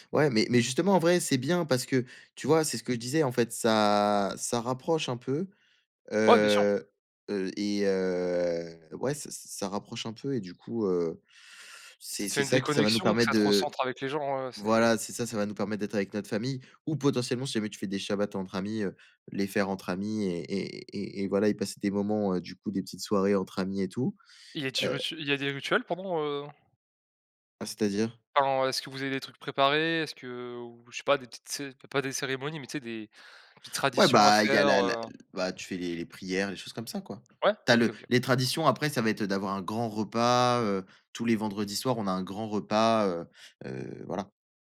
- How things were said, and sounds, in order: other background noise; tapping
- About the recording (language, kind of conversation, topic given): French, unstructured, Préférez-vous les soirées entre amis ou les moments en famille ?